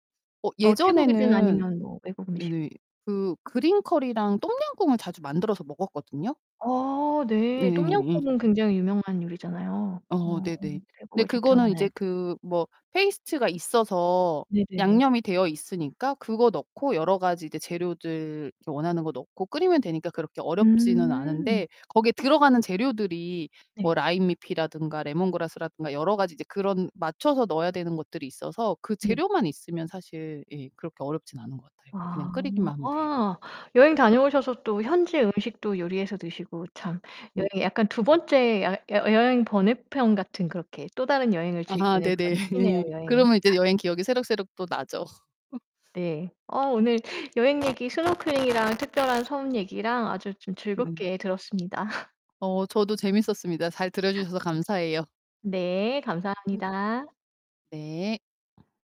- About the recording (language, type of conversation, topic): Korean, podcast, 여행 중 가장 기억에 남는 순간은 언제였나요?
- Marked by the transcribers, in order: distorted speech; laughing while speaking: "아 네네"; tapping; laugh; other background noise; laugh; static; laugh